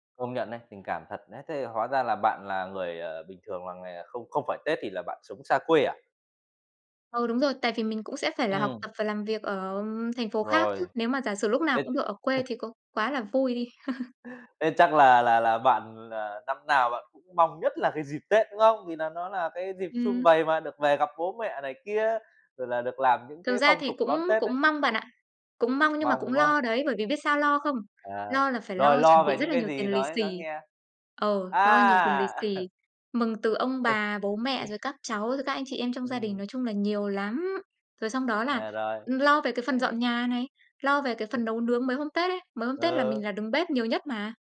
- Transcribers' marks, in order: tapping; chuckle; other background noise; chuckle; chuckle
- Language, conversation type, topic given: Vietnamese, podcast, Phong tục đón Tết ở nhà bạn thường diễn ra như thế nào?